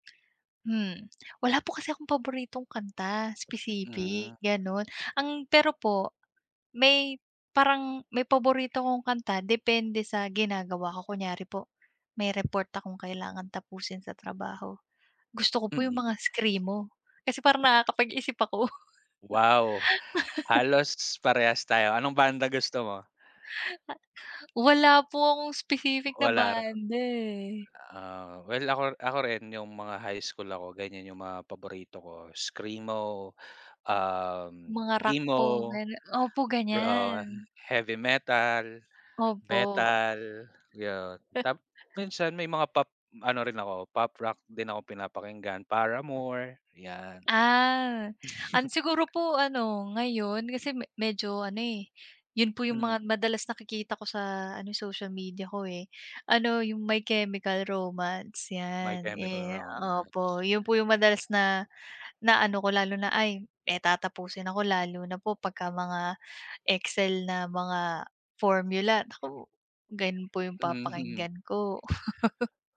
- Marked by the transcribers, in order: other background noise; tapping; chuckle; chuckle; laugh
- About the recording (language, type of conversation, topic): Filipino, unstructured, Paano sa palagay mo nakaaapekto ang musika sa ating mga damdamin?
- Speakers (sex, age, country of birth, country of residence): female, 30-34, Philippines, Philippines; male, 30-34, Philippines, Philippines